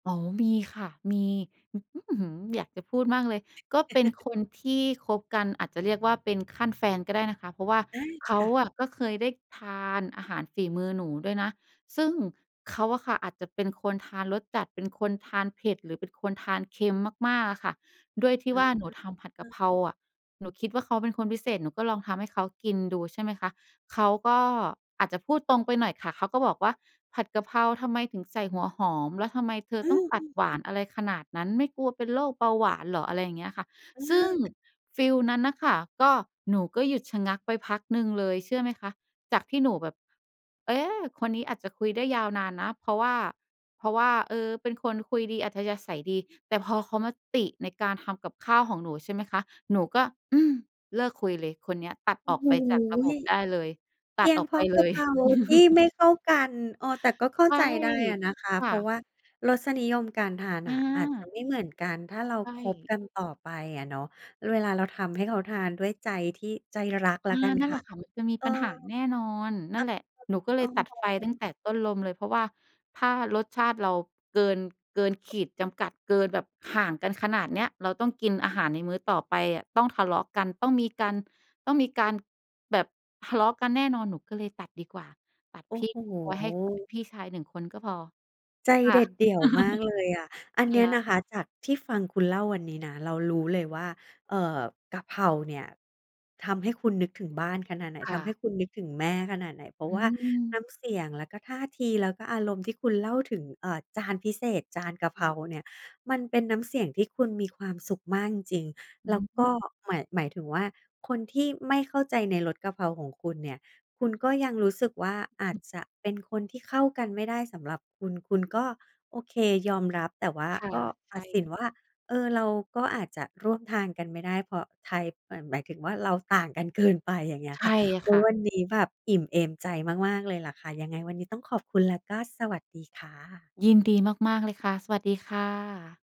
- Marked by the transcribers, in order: other noise; chuckle; other background noise; chuckle; unintelligible speech; chuckle
- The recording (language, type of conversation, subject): Thai, podcast, อาหารแบบไหนที่ทำให้คุณรู้สึกว่า “บ้าน” คืออะไร?